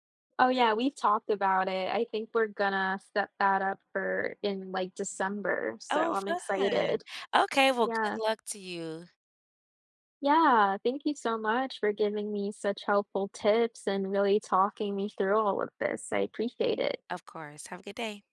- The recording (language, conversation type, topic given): English, advice, How can I stop feeling lonely and make friends after moving to a new city?
- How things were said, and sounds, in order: none